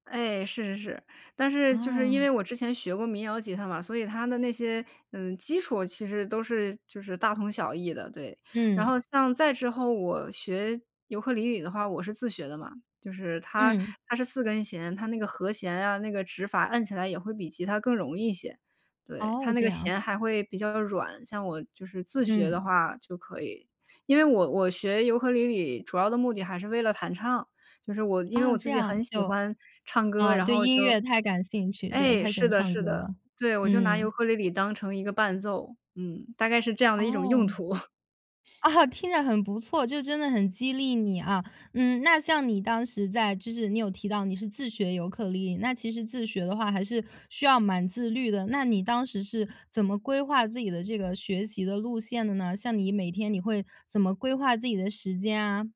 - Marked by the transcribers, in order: tapping; laughing while speaking: "途"; other background noise; laughing while speaking: "啊！"
- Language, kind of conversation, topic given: Chinese, podcast, 你是如何把兴趣坚持成长期习惯的？